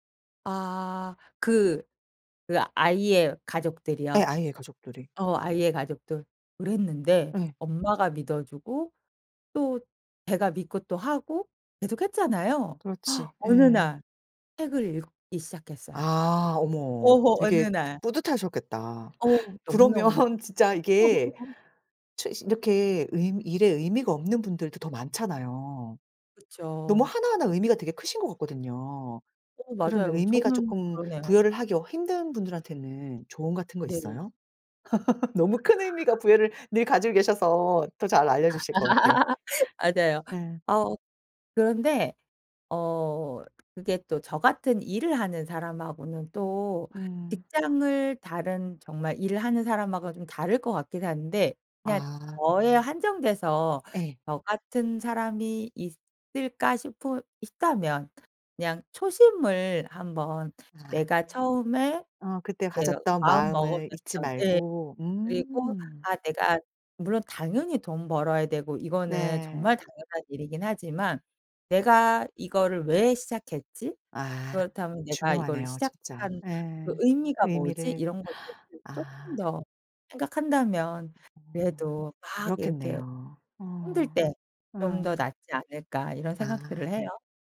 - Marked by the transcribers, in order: tapping; other background noise; gasp; laughing while speaking: "그러면"; unintelligible speech; laugh; laugh; laugh
- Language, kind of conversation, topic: Korean, podcast, 지금 하고 계신 일이 본인에게 의미가 있나요?